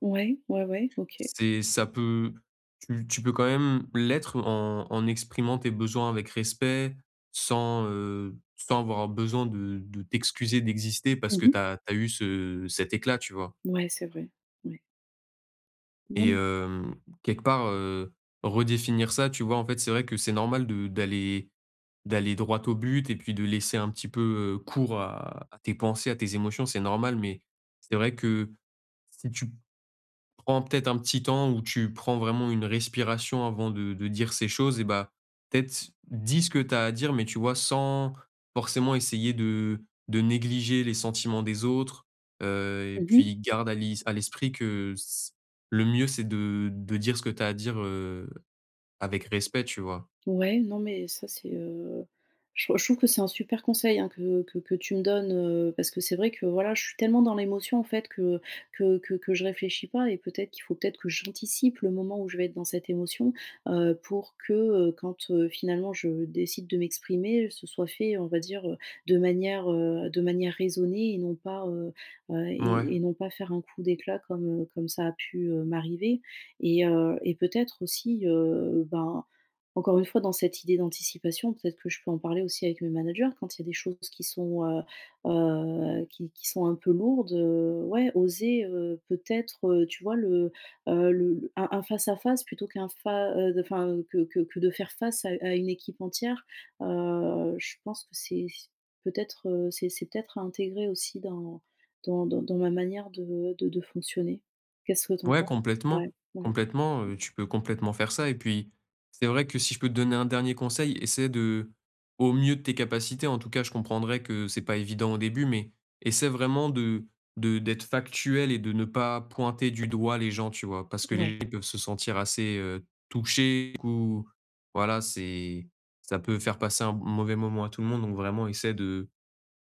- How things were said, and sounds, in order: unintelligible speech; other background noise
- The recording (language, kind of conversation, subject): French, advice, Comment puis-je m’affirmer sans nuire à mes relations professionnelles ?